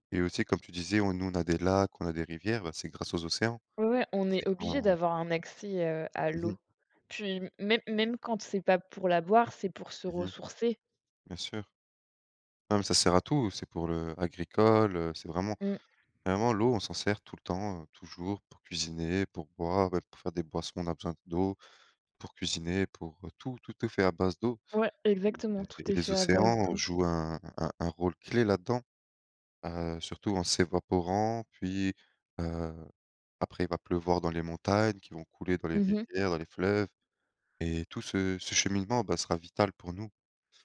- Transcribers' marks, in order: none
- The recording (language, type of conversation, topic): French, unstructured, Pourquoi les océans sont-ils essentiels à la vie sur Terre ?